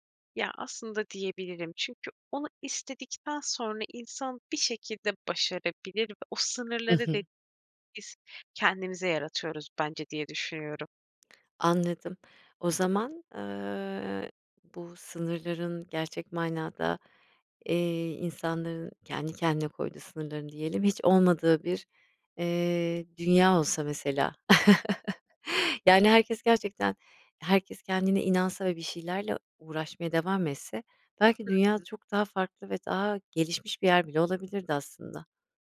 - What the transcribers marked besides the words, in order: chuckle
- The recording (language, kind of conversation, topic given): Turkish, podcast, Öğrenmenin yaşla bir sınırı var mı?